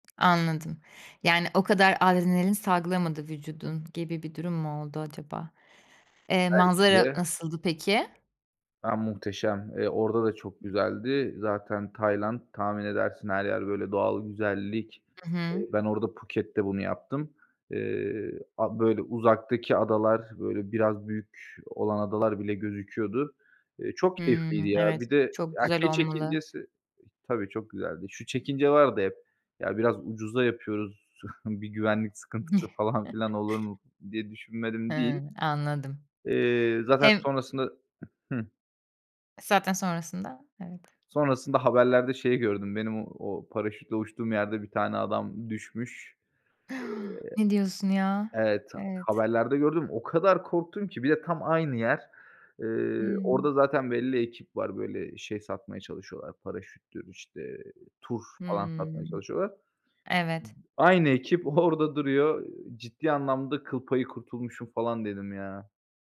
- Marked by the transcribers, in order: other background noise; other noise; chuckle; inhale; surprised: "Hı"
- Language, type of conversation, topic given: Turkish, podcast, En ilginç hobi deneyimini bizimle paylaşır mısın?